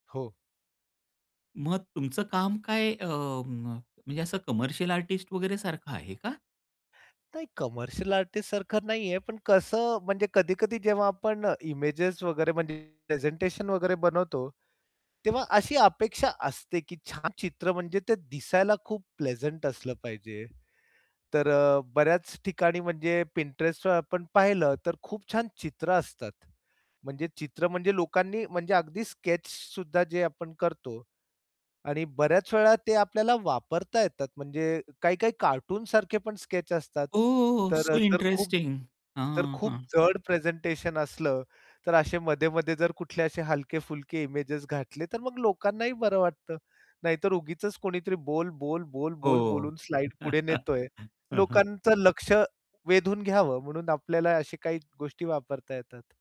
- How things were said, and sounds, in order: static; other background noise; horn; distorted speech; in English: "प्लेझंट"; in English: "स्केच"; in English: "स्केच"; in English: "स्लाइड"; chuckle; tapping
- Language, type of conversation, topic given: Marathi, podcast, तुम्ही तुमचे काम कोणत्या व्यासपीठावर टाकता आणि का?